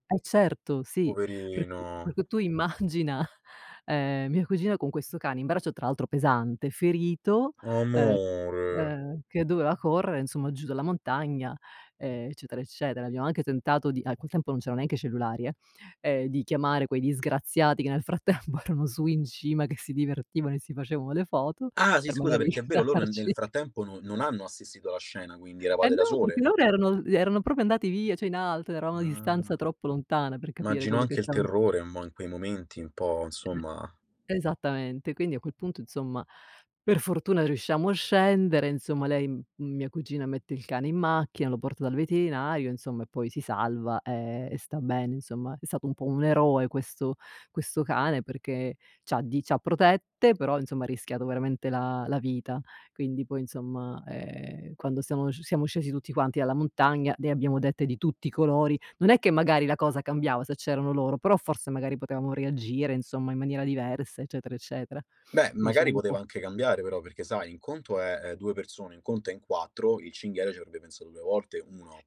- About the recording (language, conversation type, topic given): Italian, podcast, Qual è stata la tua esperienza di incontro con animali selvatici durante un’escursione?
- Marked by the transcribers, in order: laughing while speaking: "immagina"; tapping; laughing while speaking: "frattempo"; laughing while speaking: "aiutarci"; background speech; "cioè" said as "ceh"; "Immagino" said as "magino"; other noise; "diciamo" said as "iciamo"